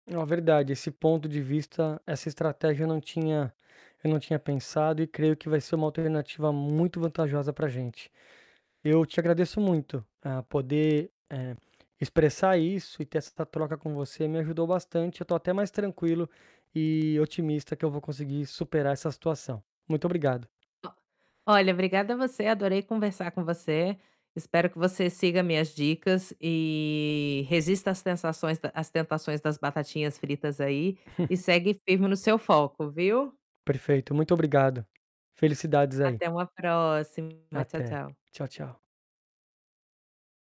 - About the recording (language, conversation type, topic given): Portuguese, advice, Como posso fazer escolhas mais saudáveis quando janto fora?
- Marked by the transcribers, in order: distorted speech; tapping; drawn out: "e"; chuckle